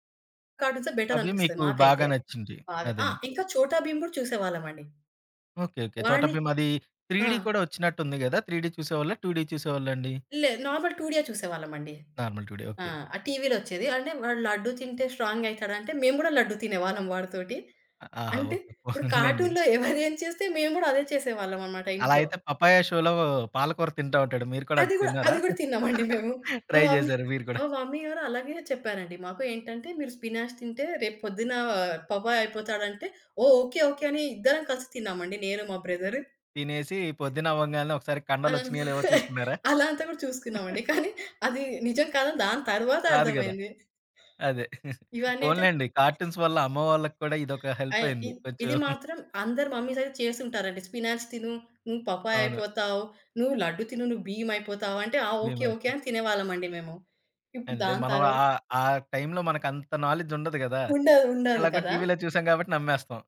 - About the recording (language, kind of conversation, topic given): Telugu, podcast, చిన్నప్పుడు పాత కార్టూన్లు చూడటం మీకు ఎలాంటి జ్ఞాపకాలను గుర్తు చేస్తుంది?
- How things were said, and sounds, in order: in English: "త్రీడి"; in English: "త్రీడి"; in English: "టుడి"; in English: "నార్మల్ టుడియే"; in English: "నార్మల్ టు డి"; in English: "స్ట్రాంగ్"; chuckle; in English: "కార్టూన్‌లో"; chuckle; giggle; chuckle; in English: "ట్రై"; in English: "మమ్మీ"; in English: "స్పినాచ్"; other background noise; chuckle; chuckle; chuckle; in English: "కార్టూన్స్"; in English: "స్పినాచ్"; unintelligible speech; in English: "నాలెడ్జ్"